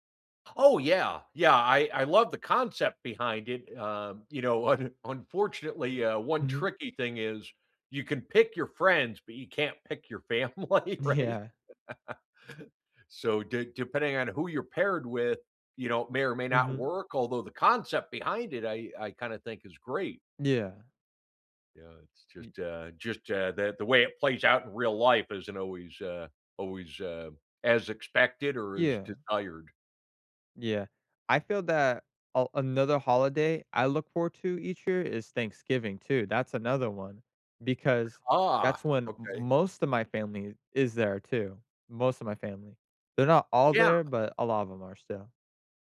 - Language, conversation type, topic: English, unstructured, What cultural tradition do you look forward to each year?
- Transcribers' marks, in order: laughing while speaking: "un"; laughing while speaking: "family, right?"; laughing while speaking: "Yeah"; laugh